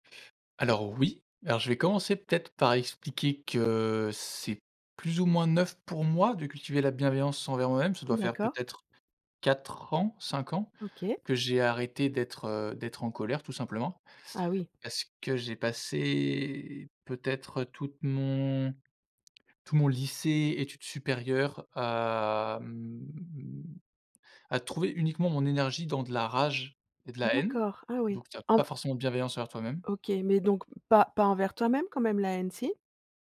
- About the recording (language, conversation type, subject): French, podcast, Comment cultives-tu la bienveillance envers toi-même ?
- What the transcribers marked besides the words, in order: tapping; drawn out: "mmh"